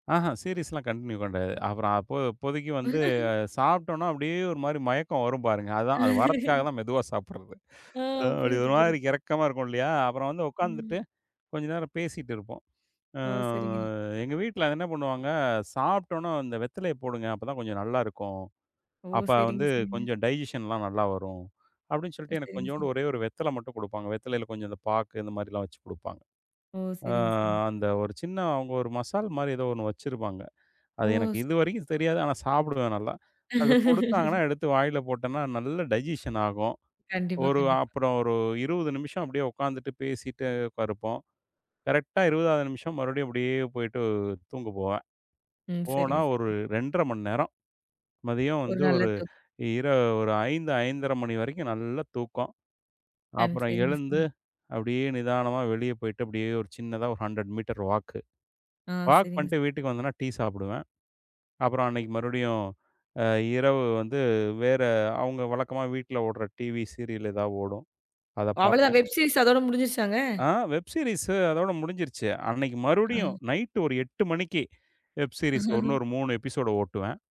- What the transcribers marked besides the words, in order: in English: "சீரிஸ்ல்லாம் கன்டினியூ"; chuckle; drawn out: "வந்து"; chuckle; laughing while speaking: "ஆ, புரியுது, புரியுது"; laughing while speaking: "அப்டி ஒரு மாரி கெரக்கமா இருக்கும் இல்லையா?"; drawn out: "அ"; in English: "டைஜெஸ்ஸன்லாம்"; drawn out: "அ"; chuckle; in English: "டைஜெஸ்ஸன்"; in English: "வாக்கு, வாக்"; other noise; in English: "வெப் சீரிஸ்"; in English: "வெப் சீரிஸ்"; in English: "வெப் சீரிஸ்"; chuckle; in English: "எப்பிசோடு"
- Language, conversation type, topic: Tamil, podcast, ஒரு நாளுக்கான பரிபூரண ஓய்வை நீங்கள் எப்படி வர்ணிப்பீர்கள்?